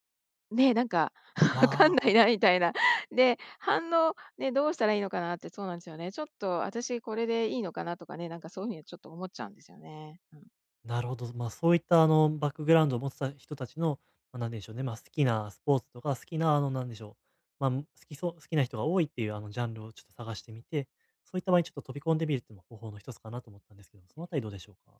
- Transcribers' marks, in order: laughing while speaking: "わかんないなみたいな"
- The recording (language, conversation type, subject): Japanese, advice, 他人の評価を気にしすぎない練習